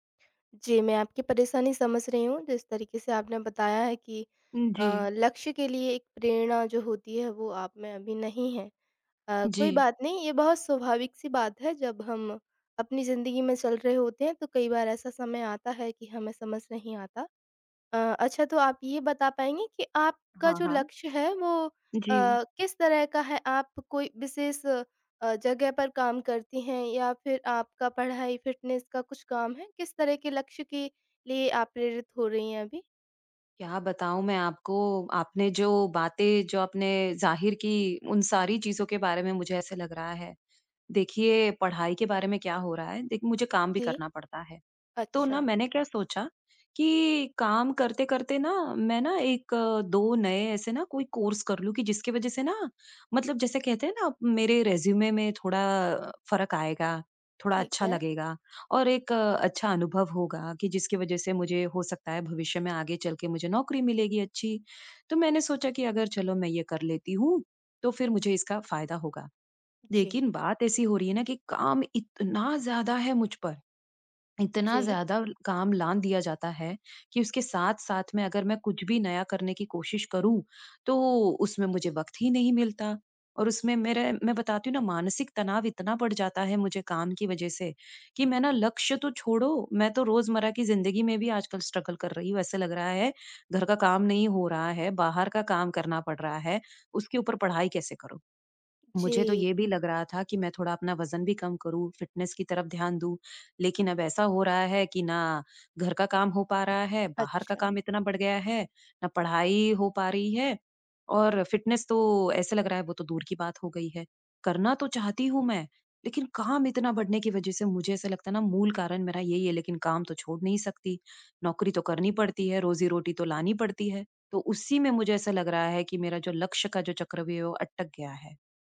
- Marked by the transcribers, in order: in English: "फ़िटनेस"; in English: "कोर्स"; in English: "रिज़्यूमे"; in English: "स्ट्रगल"; in English: "फ़िटनेस"; in English: "फ़िटनेस"
- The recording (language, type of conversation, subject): Hindi, advice, मैं किसी लक्ष्य के लिए लंबे समय तक प्रेरित कैसे रहूँ?